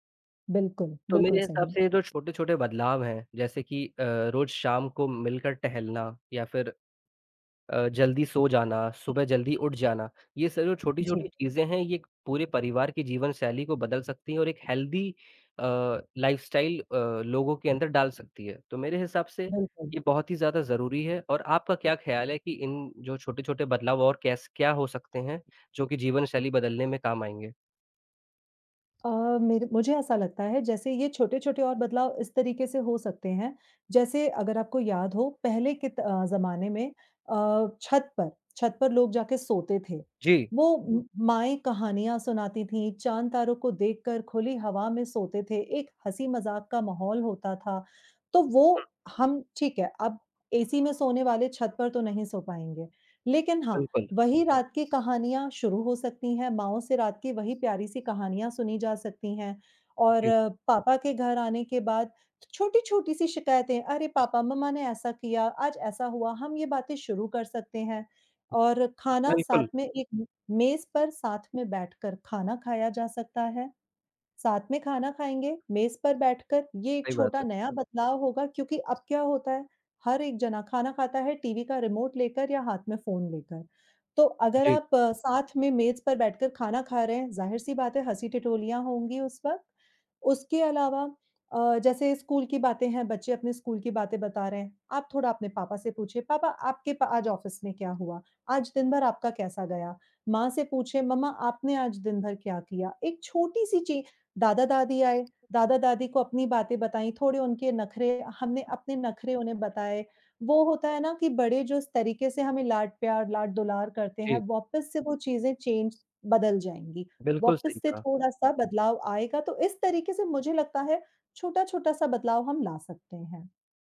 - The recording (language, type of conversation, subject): Hindi, unstructured, हम अपने परिवार को अधिक सक्रिय जीवनशैली अपनाने के लिए कैसे प्रेरित कर सकते हैं?
- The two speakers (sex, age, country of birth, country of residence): female, 35-39, India, India; male, 18-19, India, India
- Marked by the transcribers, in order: horn; in English: "हेल्दी"; in English: "लाइफ़स्टाइल"; other background noise; tapping; in English: "ऑफ़िस"; in English: "चेंज"